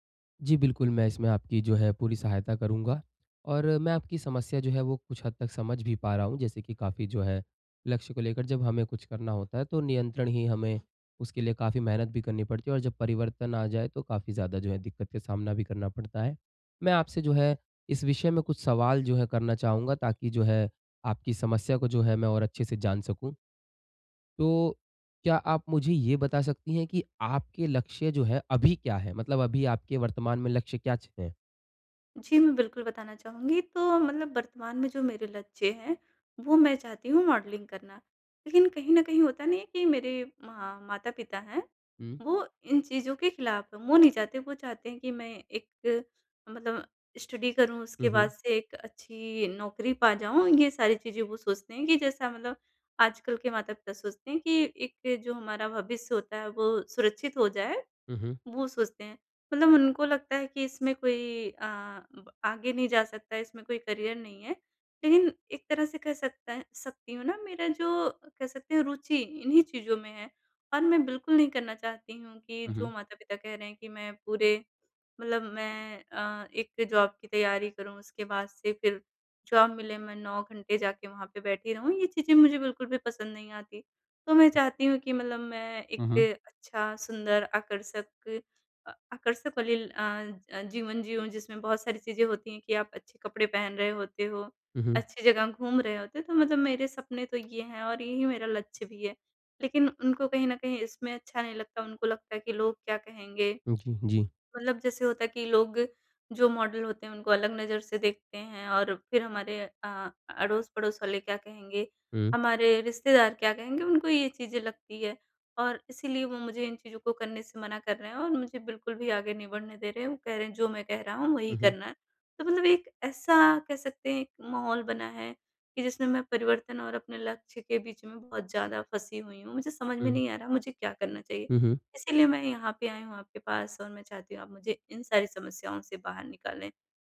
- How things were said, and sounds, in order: in English: "स्टडी"; in English: "करियर"; in English: "जॉब"; in English: "जॉब"; in English: "मॉडल"
- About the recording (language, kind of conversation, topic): Hindi, advice, परिवर्तन के दौरान मैं अपने लक्ष्यों के प्रति प्रेरणा कैसे बनाए रखूँ?